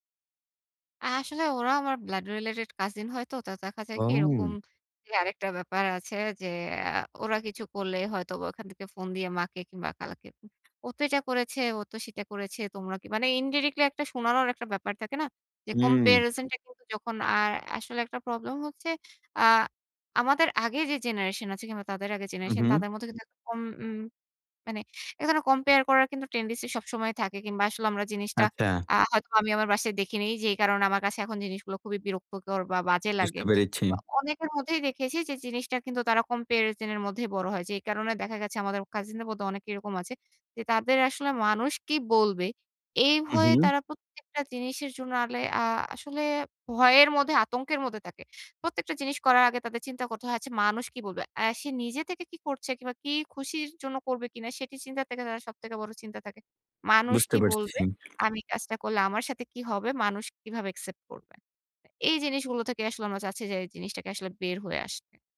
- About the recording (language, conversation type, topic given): Bengali, advice, সামাজিক মাধ্যমে নিখুঁত জীবন দেখানোর ক্রমবর্ধমান চাপ
- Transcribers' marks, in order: in English: "ব্লাড রিলেটেড"; in English: "ইনডিরেক্টলি"; in English: "কম্পেয়ারিসন"; "এরকম" said as "এতকম"; in English: "কম্পেয়ার"; in English: "টেনডেন্সি"; in English: "কম্পেয়ারিসন"; other background noise; in English: "একসেপ্ট"; tapping